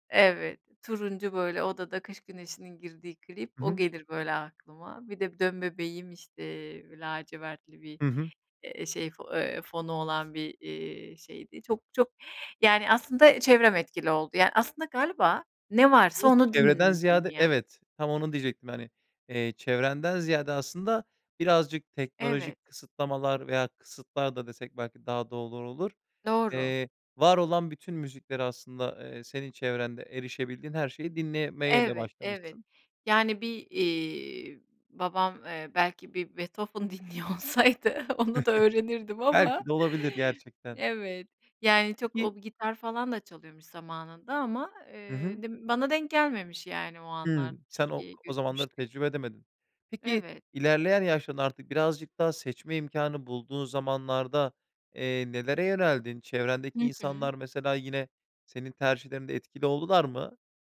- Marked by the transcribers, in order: other background noise; unintelligible speech; "doğru" said as "dolur"; laughing while speaking: "dinliyor olsaydı onu da öğrenirdim ama"; chuckle
- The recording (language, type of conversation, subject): Turkish, podcast, Çevreniz müzik tercihleriniz üzerinde ne kadar etkili oldu?